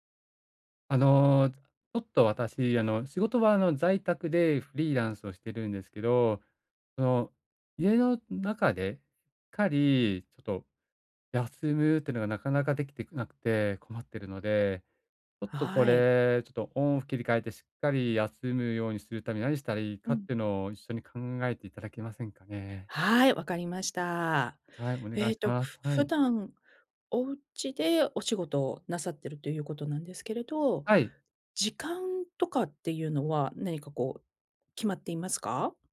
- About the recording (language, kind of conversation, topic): Japanese, advice, 家で効果的に休息するにはどうすればよいですか？
- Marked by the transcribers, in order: none